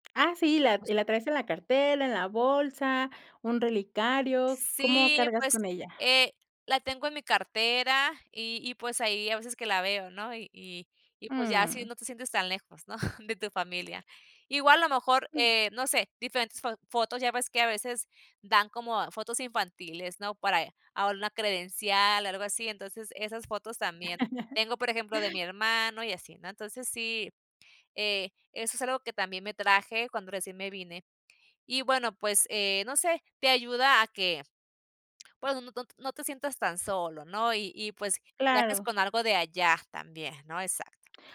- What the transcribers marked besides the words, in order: tapping; chuckle; unintelligible speech; laugh
- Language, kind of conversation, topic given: Spanish, podcast, ¿Qué objetos trajiste contigo al emigrar y por qué?